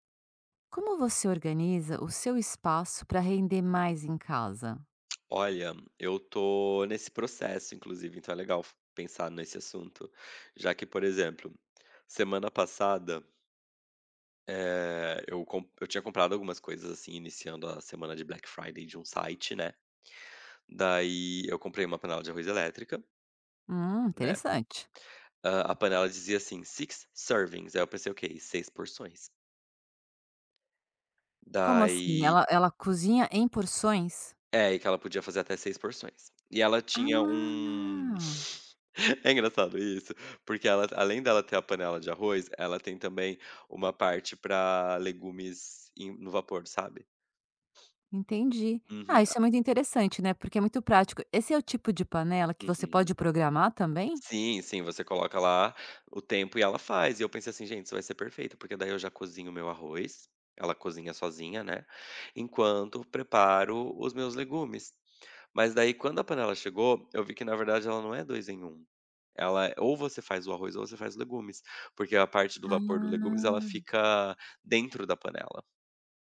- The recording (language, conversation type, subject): Portuguese, podcast, Como você organiza seu espaço em casa para ser mais produtivo?
- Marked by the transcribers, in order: tapping; in English: "Six servings"; drawn out: "Ah"; chuckle; other background noise; drawn out: "Ah"